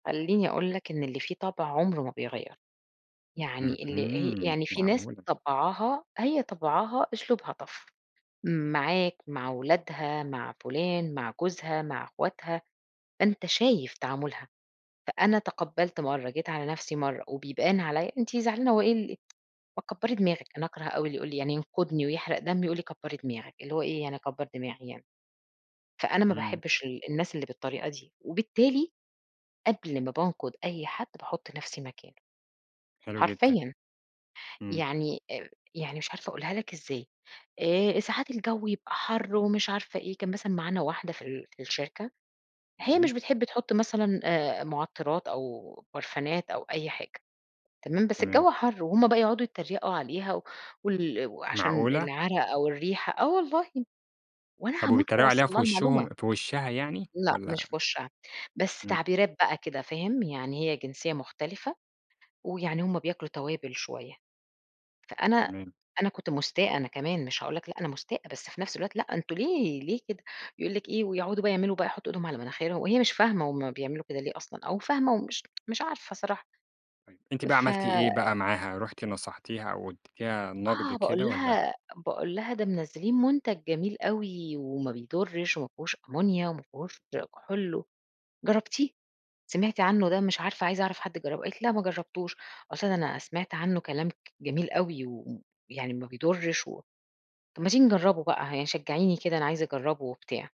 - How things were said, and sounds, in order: tapping; in English: "tough"; tsk; tsk
- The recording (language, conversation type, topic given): Arabic, podcast, إزاي تدي نقد من غير ما تجرح؟